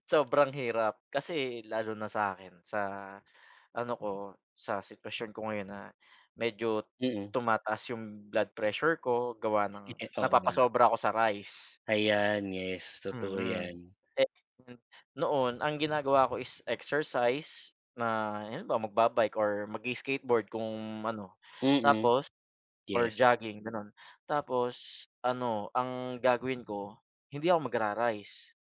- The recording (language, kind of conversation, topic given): Filipino, unstructured, Ano ang masasabi mo sa mga taong nagdidiyeta pero hindi tumitigil sa pagkain ng mga pagkaing walang gaanong sustansiya?
- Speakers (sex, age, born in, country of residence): male, 30-34, Philippines, Philippines; male, 40-44, Philippines, Philippines
- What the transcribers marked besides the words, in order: in English: "blood prressure"; unintelligible speech; tapping